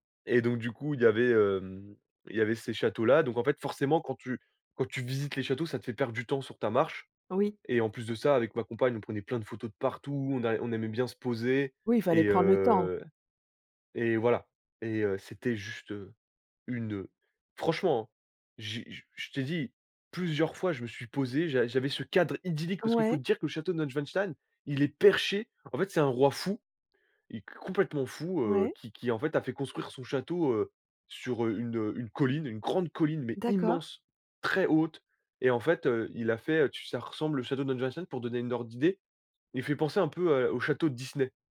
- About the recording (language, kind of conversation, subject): French, podcast, Quelle randonnée t’a fait changer de perspective ?
- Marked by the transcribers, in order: none